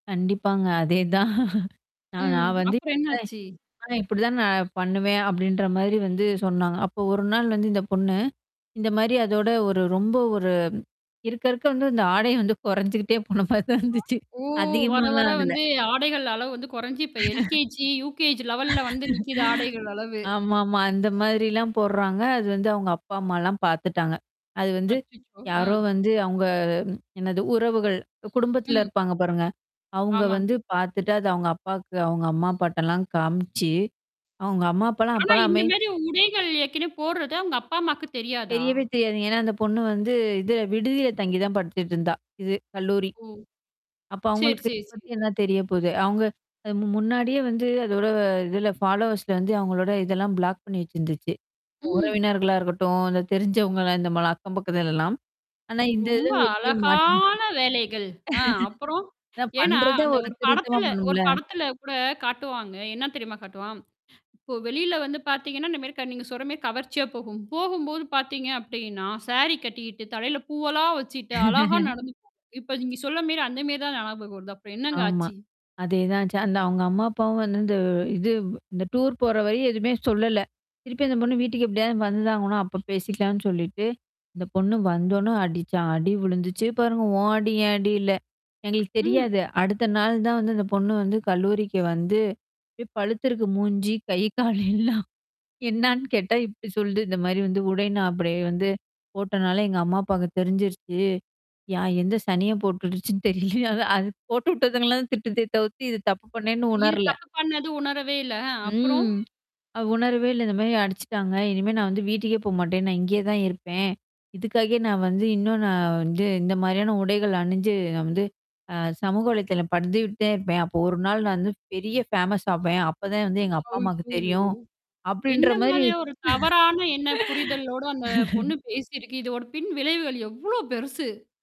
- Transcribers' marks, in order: static; laughing while speaking: "கண்டிப்பாங்க. அதேதான்"; distorted speech; tapping; unintelligible speech; mechanical hum; laughing while speaking: "வந்து குறைஞ்சுகிட்டே போன மாரி தான் இருந்துச்சு"; laugh; in English: "லெவல்ல"; laugh; other background noise; in English: "ஃபாலோவர்ஸ்ல"; in English: "பிளாக்"; surprised: "ம்"; chuckle; laugh; laugh; in English: "டூர்"; laughing while speaking: "மூஞ்சி கை கால எல்லாம். என்னான்னு கேட்டா இப்படி சொல்து"; laughing while speaking: "போட்டுடுச்சுன்னு தெரில அது போட்டு விட்டதுங்கலாம் திட்டுதே தவுத்து இது தப்பு பண்ணேன்னு உணரல"; "பதிவிட்டுடே" said as "படுத்திட்டு"; in English: "ஃபேமஸ்"; laugh
- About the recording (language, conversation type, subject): Tamil, podcast, சமூக ஊடகத்தில் உங்கள் தனிப்பட்ட அனுபவங்களையும் உண்மை உணர்வுகளையும் பகிர்வீர்களா?